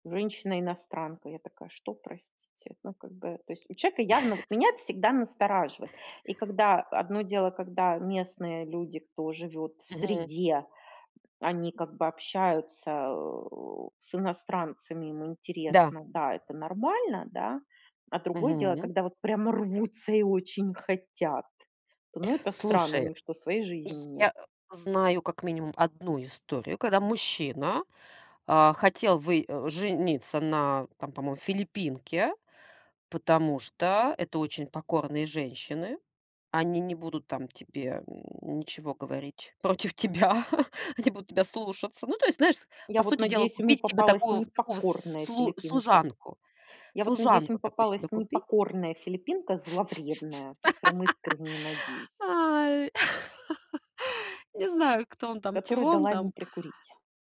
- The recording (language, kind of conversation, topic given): Russian, podcast, Как вы заводите друзей, когда путешествуете в одиночку?
- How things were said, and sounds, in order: tapping; chuckle; laughing while speaking: "тебя"; laugh